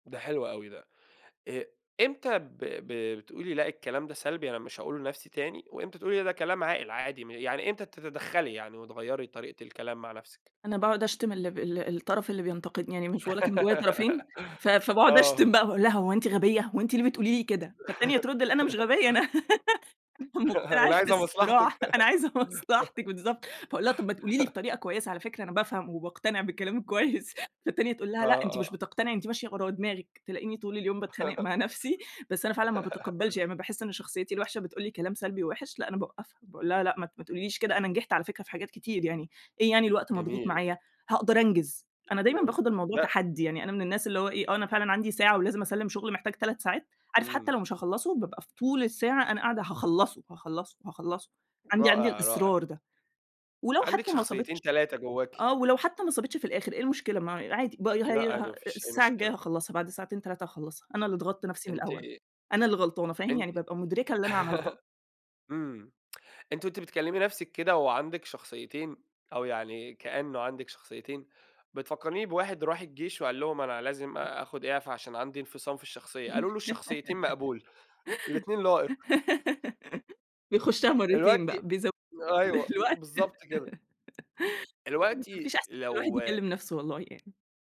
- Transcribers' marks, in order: laugh; tapping; laugh; laughing while speaking: "اللي عايزة مصلحتك"; laugh; laughing while speaking: "مقتنعة في الصراحة، أنا عايزة مصلحتك بالضبط"; laugh; laughing while speaking: "كويّس"; laugh; other background noise; laugh; laughing while speaking: "مع نفسي"; laugh; tsk; laugh; chuckle; laugh
- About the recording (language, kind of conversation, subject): Arabic, podcast, إزاي تقدر تغيّر طريقة كلامك مع نفسك؟